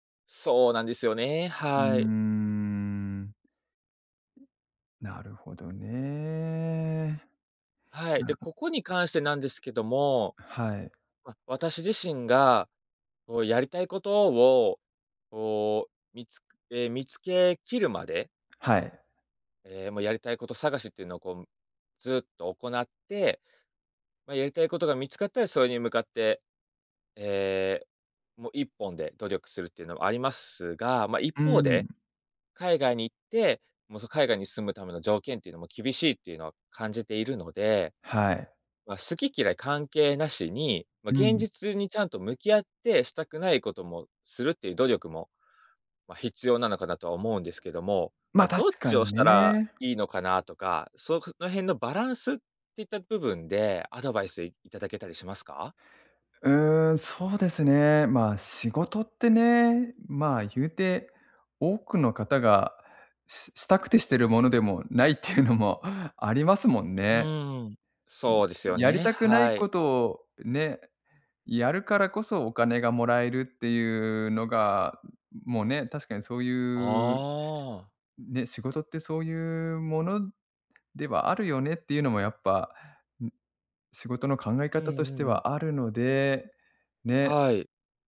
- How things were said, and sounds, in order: laughing while speaking: "ないっていうのもありますもんね"
- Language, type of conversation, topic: Japanese, advice, 退職後、日々の生きがいや自分の役割を失ったと感じるのは、どんなときですか？